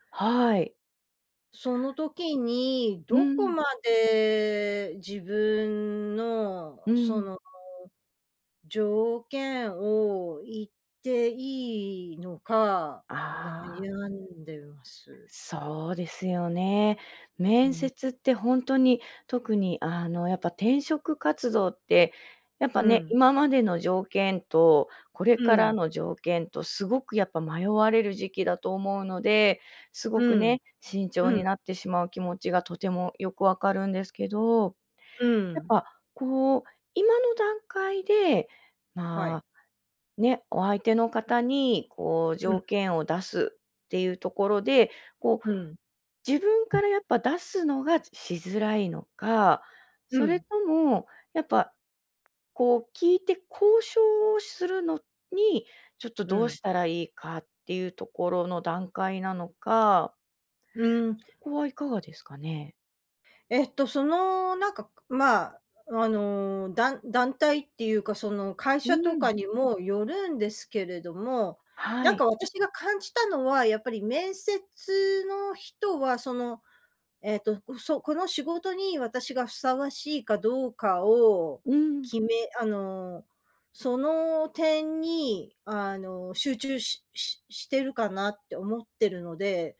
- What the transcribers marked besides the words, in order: none
- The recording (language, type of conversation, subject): Japanese, advice, 面接で条件交渉や待遇の提示に戸惑っているとき、どう対応すればよいですか？